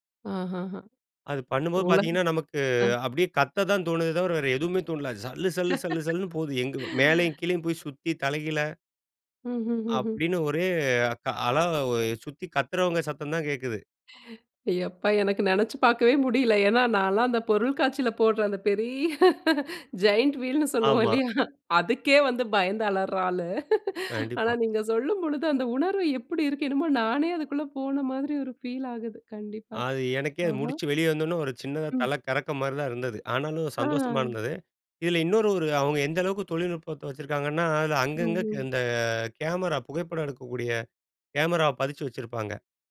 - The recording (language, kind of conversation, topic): Tamil, podcast, ஒரு பெரிய சாகச அனுபவம் குறித்து பகிர முடியுமா?
- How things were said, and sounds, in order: laugh; laughing while speaking: "எப்பா! எனக்கு நெனைச்சு பார்க்கவே முடியல … பயந்து அளர்ற ஆளு"; laugh